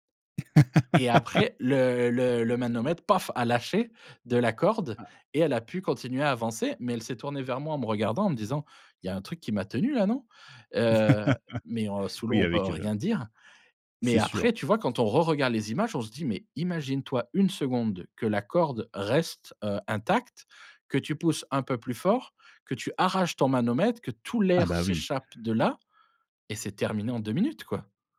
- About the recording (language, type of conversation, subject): French, podcast, Quel voyage t’a réservé une surprise dont tu te souviens encore ?
- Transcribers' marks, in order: laugh; stressed: "paf"; tapping; laugh